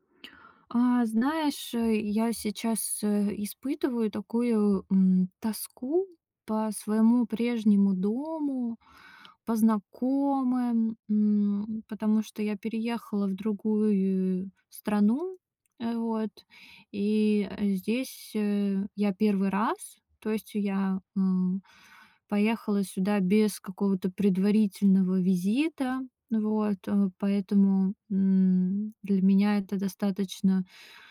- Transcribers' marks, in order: none
- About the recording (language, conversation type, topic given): Russian, advice, Как вы переживаете тоску по дому и близким после переезда в другой город или страну?